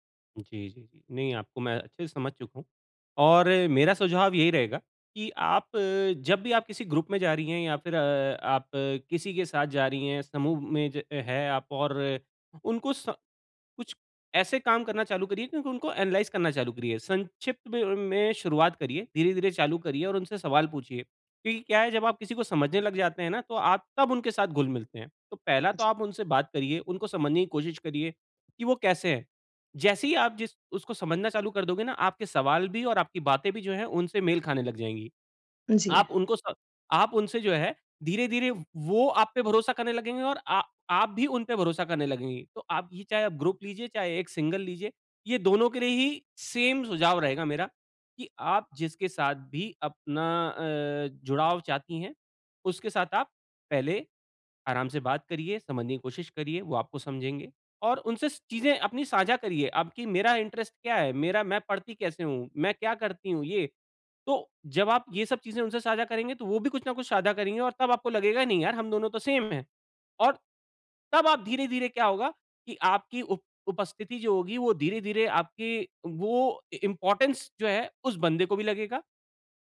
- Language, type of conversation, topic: Hindi, advice, समूह में अपनी जगह कैसे बनाऊँ और बिना असहज महसूस किए दूसरों से कैसे जुड़ूँ?
- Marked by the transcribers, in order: in English: "ग्रुप"; in English: "एनालाइज़"; unintelligible speech; in English: "ग्रुप"; in English: "सिंगल"; in English: "ग्रुप"; in English: "इंटरेस्ट"; in English: "सेम"; in English: "इ इम्पोर्टेंस"